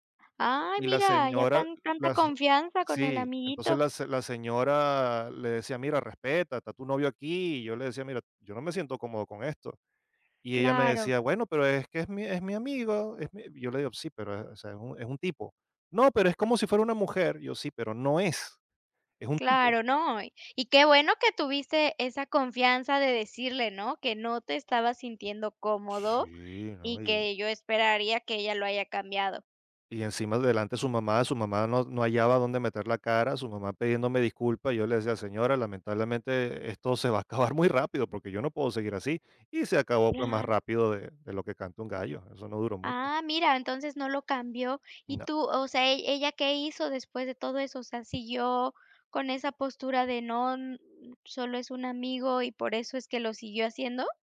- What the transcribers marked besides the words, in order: laughing while speaking: "acabar"; tapping
- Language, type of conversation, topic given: Spanish, podcast, ¿Cómo se construye la confianza en una pareja?